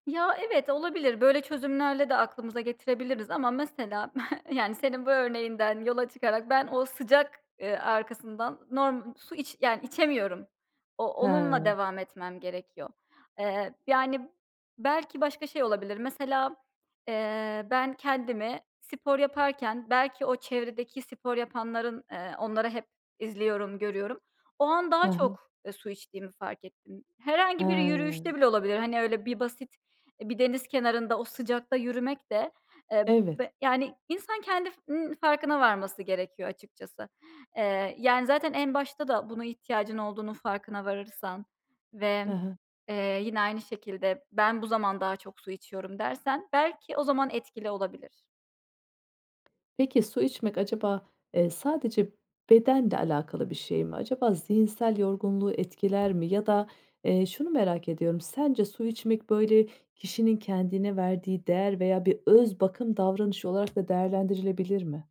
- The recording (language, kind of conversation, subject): Turkish, podcast, Gün içinde su içme alışkanlığını nasıl geliştirebiliriz?
- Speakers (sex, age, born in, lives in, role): female, 30-34, Turkey, United States, guest; female, 35-39, Turkey, Ireland, host
- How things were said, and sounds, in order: chuckle; other background noise